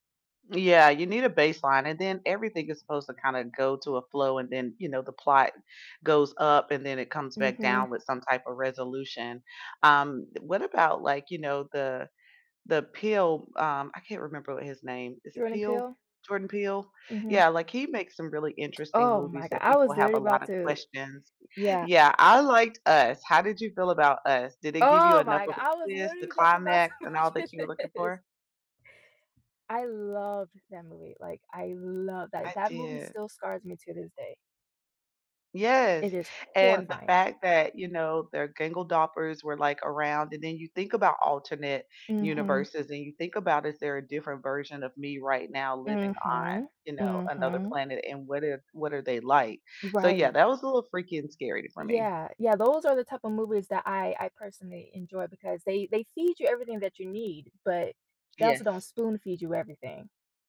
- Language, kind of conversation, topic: English, unstructured, How do you feel about movies that raise more questions than they answer, and which film kept you thinking for days?
- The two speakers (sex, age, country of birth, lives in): female, 20-24, United States, United States; female, 50-54, United States, United States
- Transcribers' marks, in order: background speech; distorted speech; laughing while speaking: "to mention this"; other background noise; stressed: "loved"; stressed: "love"; stressed: "horrifying"; "doppelgängers" said as "gangledoppers"